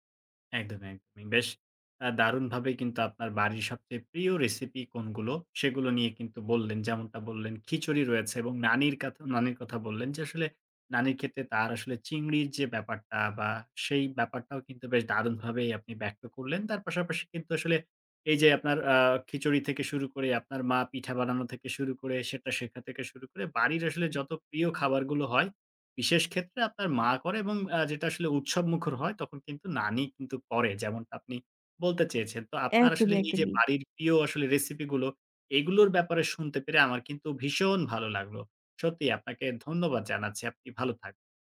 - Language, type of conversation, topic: Bengali, podcast, তোমাদের বাড়ির সবচেয়ে পছন্দের রেসিপি কোনটি?
- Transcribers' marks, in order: "কথা" said as "কাথা"